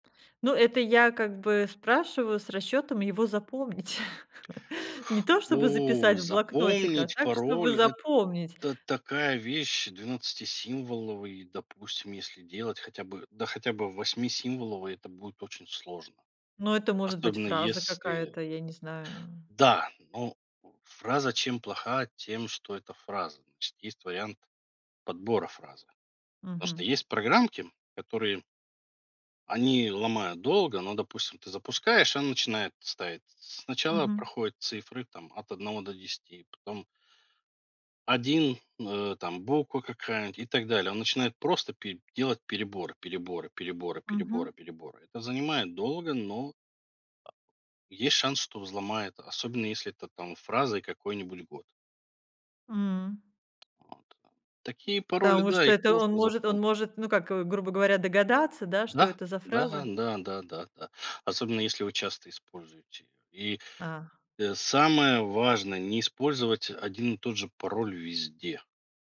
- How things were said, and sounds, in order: laugh; tapping; grunt
- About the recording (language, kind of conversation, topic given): Russian, podcast, Как ты выбираешь пароли и где их лучше хранить?